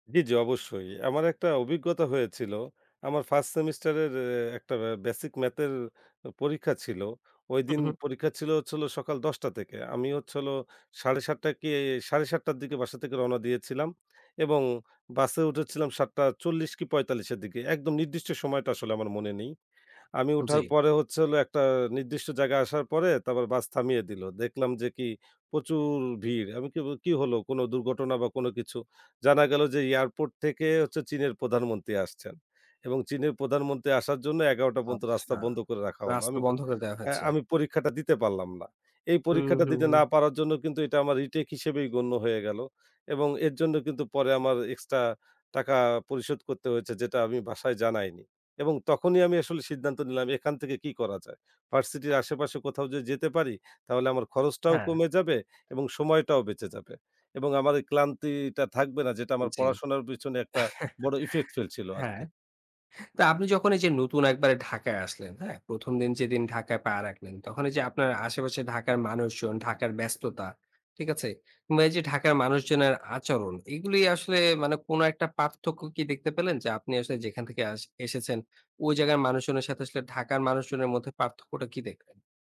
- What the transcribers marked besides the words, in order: chuckle; in English: "effect"
- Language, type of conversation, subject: Bengali, podcast, নতুন শহরে গিয়ে প্রথমবার আপনার কেমন অনুভব হয়েছিল?